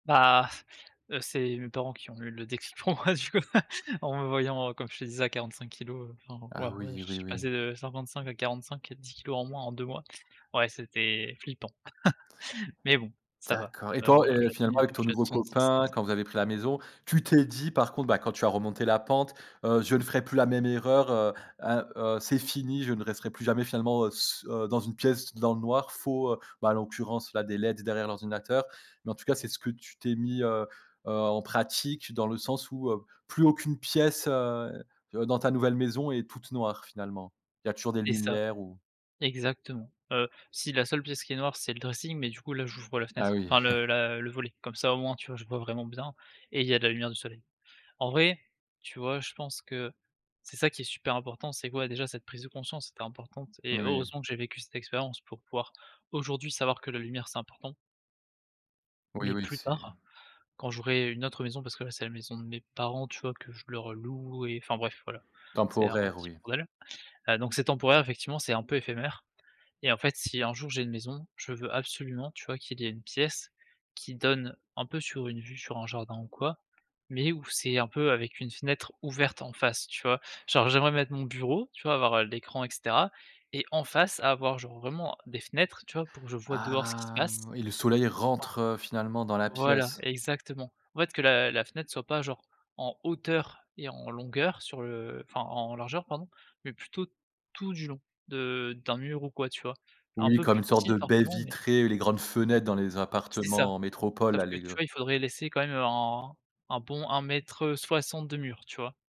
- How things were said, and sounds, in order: laughing while speaking: "moi, du coup"; chuckle; chuckle; other background noise; chuckle; drawn out: "Ah"; other noise
- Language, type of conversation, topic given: French, podcast, Comment la lumière influence-t-elle ton confort chez toi ?